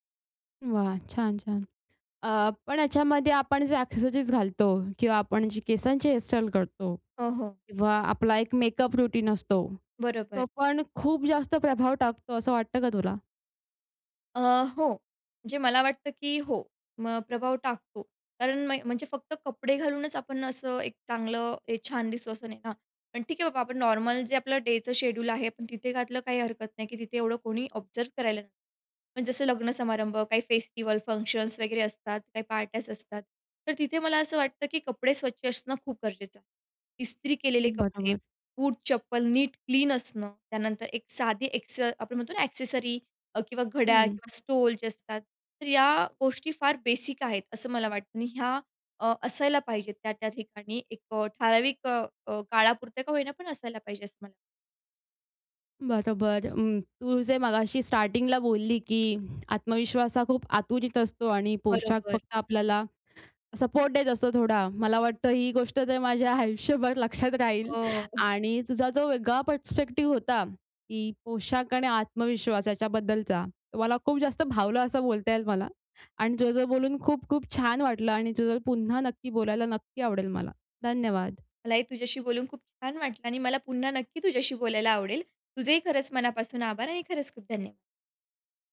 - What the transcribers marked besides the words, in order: in English: "ॲक्सेसरीज"; in English: "रूटीन"; tapping; in English: "नॉर्मल"; in English: "डेचं शेड्यूल"; in English: "ऑब्झर्व्ह"; in English: "फंक्शन्स"; "बरोबर" said as "बटाबर"; in English: "ॲक्से"; in English: "ॲक्सेसरी"; in English: "स्टोल"; in English: "बेसिक"; swallow; in English: "स्टार्टिंगला"; other background noise; laughing while speaking: "माझ्या आयुष्यभर लक्षात राहील"; chuckle; in English: "परस्पेक्टिव्ह"
- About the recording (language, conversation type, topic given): Marathi, podcast, कुठले पोशाख तुम्हाला आत्मविश्वास देतात?